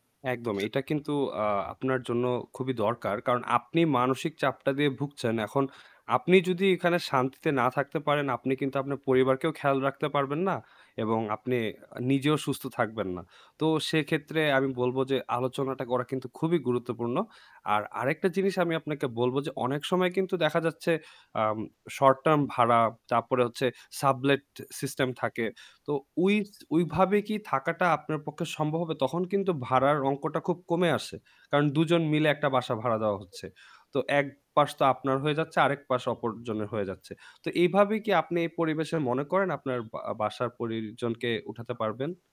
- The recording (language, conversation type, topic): Bengali, advice, নতুন জায়গায় সাশ্রয়ী বাসা খুঁজে পাচ্ছেন না কেন?
- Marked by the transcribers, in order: none